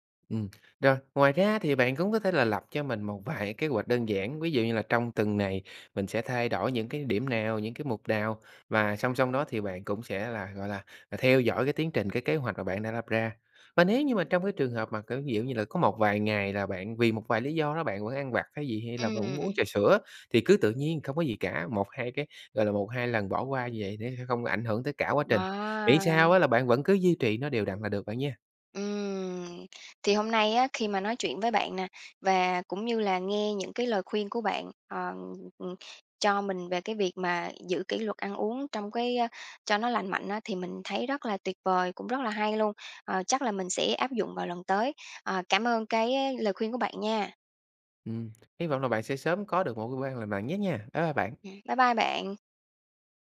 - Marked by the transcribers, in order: tapping
- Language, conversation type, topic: Vietnamese, advice, Vì sao bạn thường thất bại trong việc giữ kỷ luật ăn uống lành mạnh?